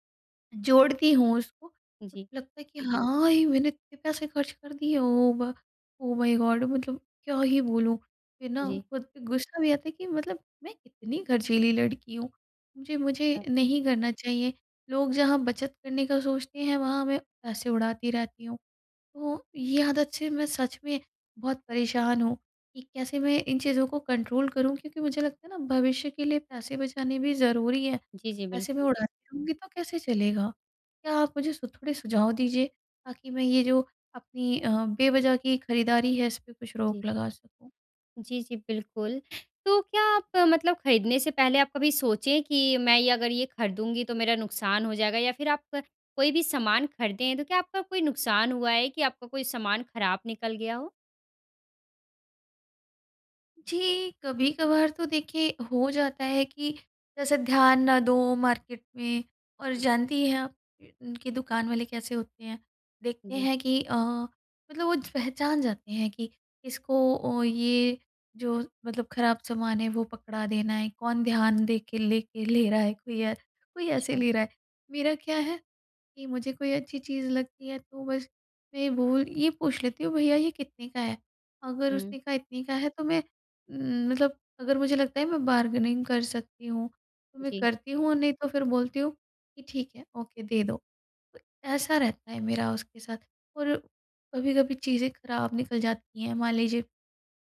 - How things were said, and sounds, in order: in English: "ओ माई गॉड"; in English: "कंट्रोल"; in English: "मार्केट"; in English: "बार्गेनिंग"; in English: "ओके"
- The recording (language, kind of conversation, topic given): Hindi, advice, खरीदारी के बाद पछतावे से बचने और सही फैशन विकल्प चुनने की रणनीति